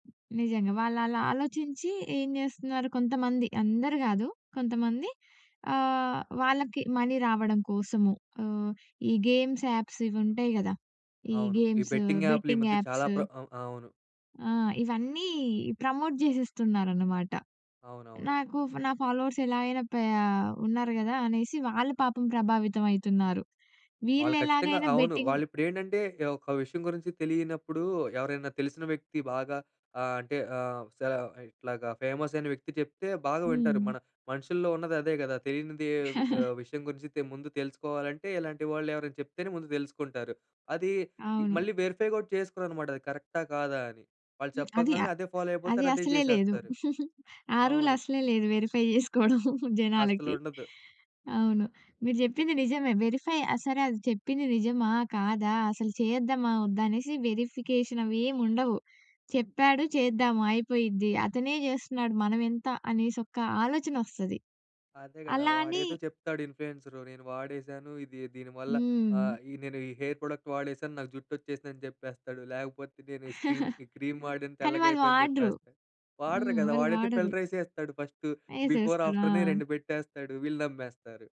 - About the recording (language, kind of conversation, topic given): Telugu, podcast, సామాజిక సమస్యలపై ఇన్‌ఫ్లూయెన్సర్లు మాట్లాడినప్పుడు అది ఎంత మేర ప్రభావం చూపుతుంది?
- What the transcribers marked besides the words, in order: in English: "మనీ"; in English: "గేమ్స్ యాప్స్"; in English: "ప్రమోట్"; in English: "ఫాలోవర్స్"; in English: "బెట్టింగ్"; in English: "ఫేమస్"; giggle; tapping; in English: "ఫాలో"; giggle; in English: "రూల్"; in English: "వెరిఫై"; giggle; in English: "వెరిఫై"; in English: "వెరిఫికేషన్"; horn; in English: "హెయిర్ ప్రొడక్ట్"; chuckle; in English: "క్రీమ్"; in English: "ఫిల్టర్"; in English: "ఫస్ట్. బిఫోర్"